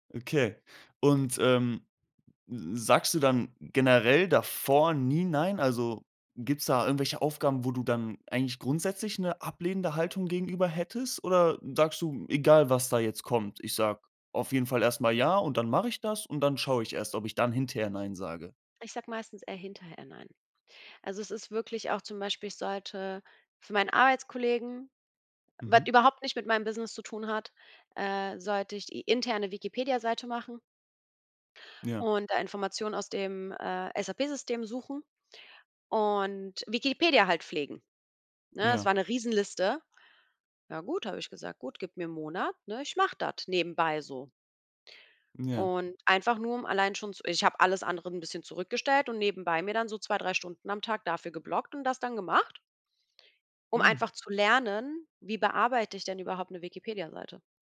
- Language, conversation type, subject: German, podcast, Wie sagst du „Nein“, ohne dich schlecht zu fühlen?
- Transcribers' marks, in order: none